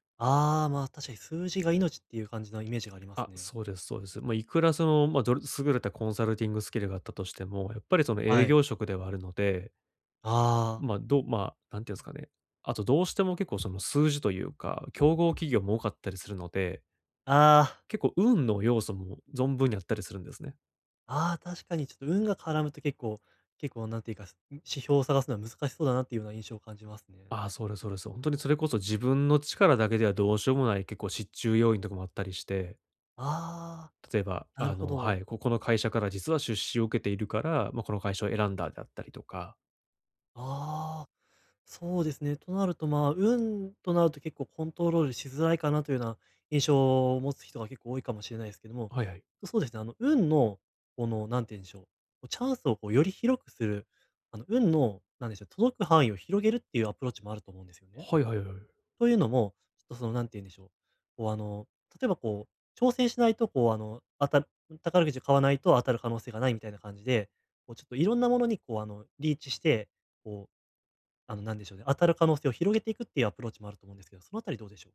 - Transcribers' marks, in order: other background noise
- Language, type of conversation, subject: Japanese, advice, どうすればキャリアの長期目標を明確にできますか？